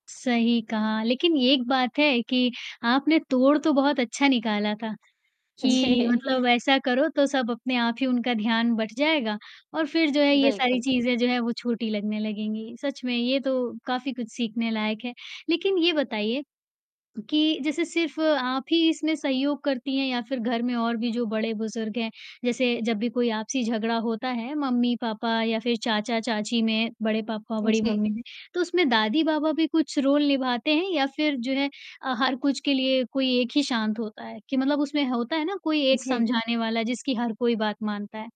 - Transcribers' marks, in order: static; tapping; other background noise; laughing while speaking: "जी"; in English: "रोल"
- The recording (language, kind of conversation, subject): Hindi, podcast, किसी रिश्ते को बचाने के लिए आपने अब तक क्या किया है?